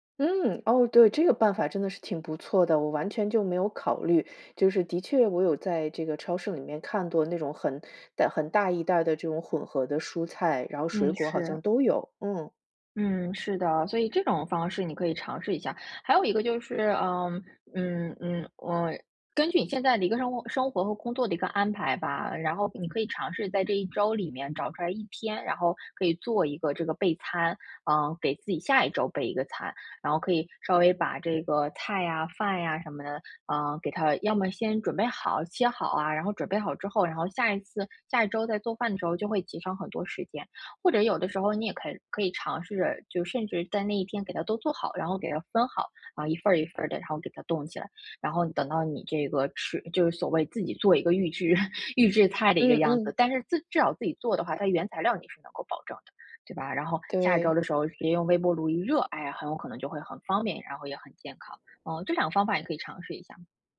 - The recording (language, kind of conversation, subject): Chinese, advice, 我怎样在预算有限的情况下吃得更健康？
- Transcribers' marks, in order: "看过" said as "看剁"; tapping; other background noise; chuckle